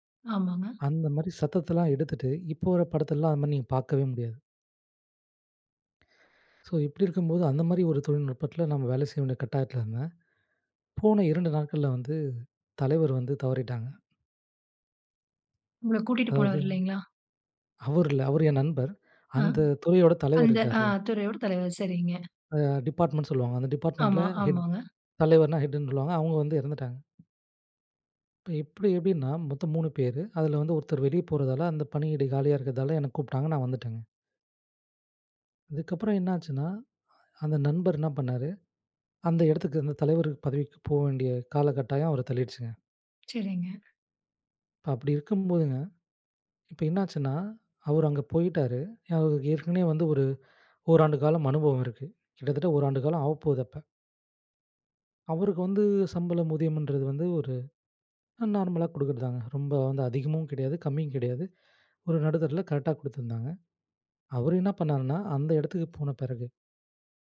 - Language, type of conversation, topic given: Tamil, podcast, தோல்விகள் உங்கள் படைப்பை எவ்வாறு மாற்றின?
- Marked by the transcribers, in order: other background noise; other noise; in English: "டிப்பார்ட்மென்ட்"; in English: "டிப்பார்ட்மெண்டில"